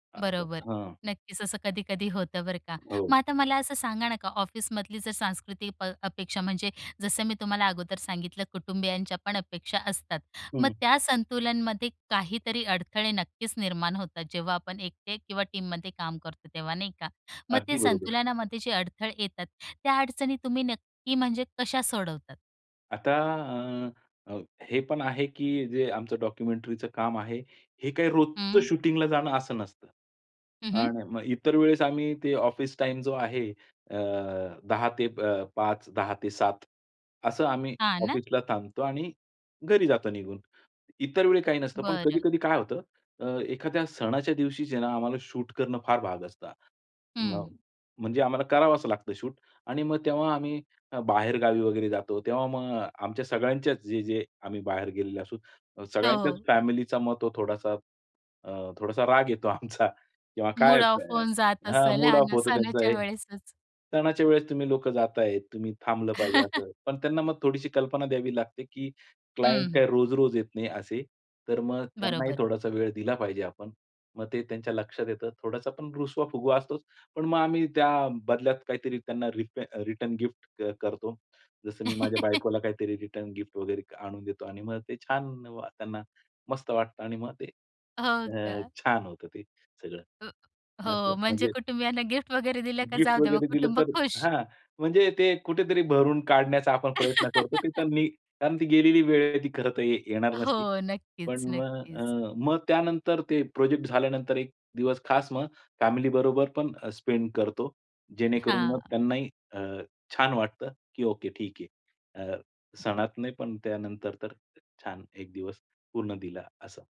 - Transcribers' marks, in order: other background noise; in English: "डॉक्युमेंटरीचं"; tapping; laughing while speaking: "आमचा"; in English: "ऑफ"; laughing while speaking: "मूड ऑफ होऊन जात असेल हा ना, सणाच्या वेळेसच"; in English: "ऑफ"; chuckle; in English: "क्लायंट"; laugh; laughing while speaking: "हो का?"; joyful: "हो, म्हणजे कुटुंबियांना गिफ्ट वगैरे दिलं का जाऊ द्या मग कुटुंब खुश"; laugh; in English: "स्पेंड"
- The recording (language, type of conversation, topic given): Marathi, podcast, एकट्याने काम करणे आणि टीमसोबत काम करणे यातील संतुलन तुम्ही कसे राखता?